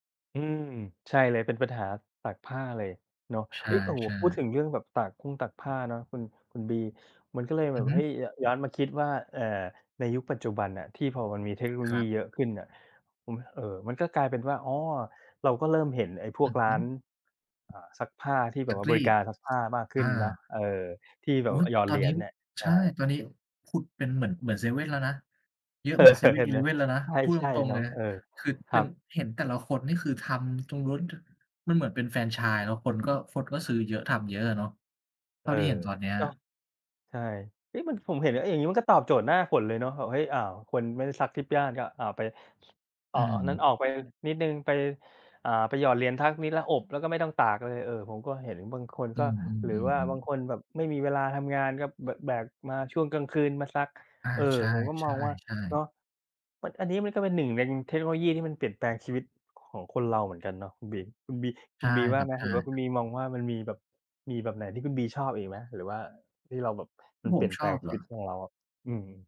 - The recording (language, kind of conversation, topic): Thai, unstructured, เทคโนโลยีเปลี่ยนแปลงชีวิตประจำวันของคุณอย่างไรบ้าง?
- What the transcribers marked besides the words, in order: tapping; other background noise; chuckle